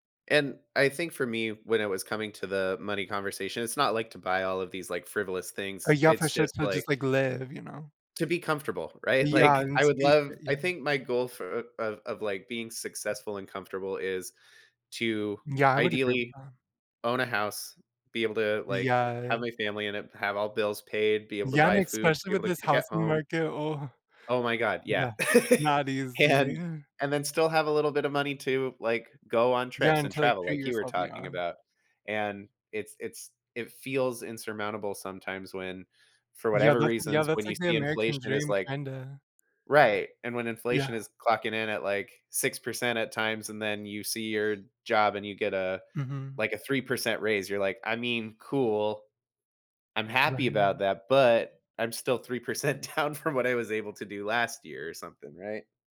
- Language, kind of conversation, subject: English, unstructured, What role does fear play in shaping our goals and achievements?
- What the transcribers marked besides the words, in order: laughing while speaking: "Like"; laugh; laughing while speaking: "and"; laughing while speaking: "three percent down"